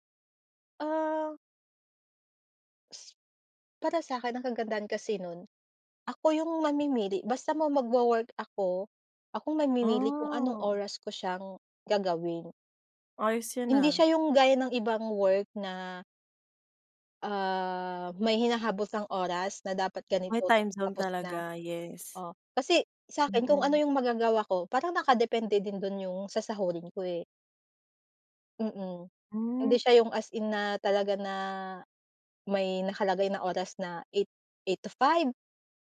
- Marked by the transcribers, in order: none
- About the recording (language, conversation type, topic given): Filipino, podcast, Paano mo binabalanse ang trabaho at personal na buhay?